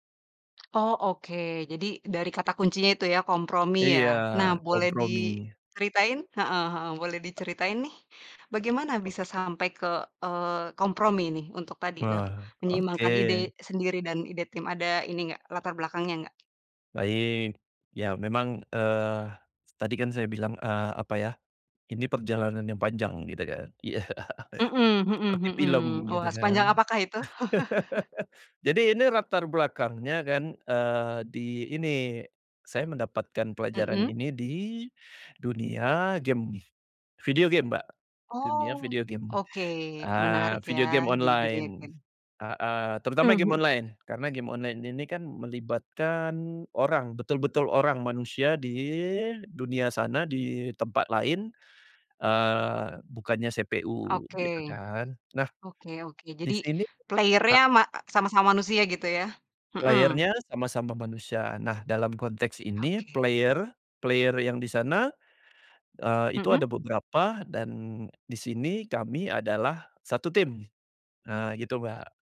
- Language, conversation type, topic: Indonesian, podcast, Bagaimana kamu menyeimbangkan ide sendiri dengan ide tim?
- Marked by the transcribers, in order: other background noise; tapping; laughing while speaking: "iya"; laugh; in English: "player-nya"; in English: "Player-nya"; in English: "player player"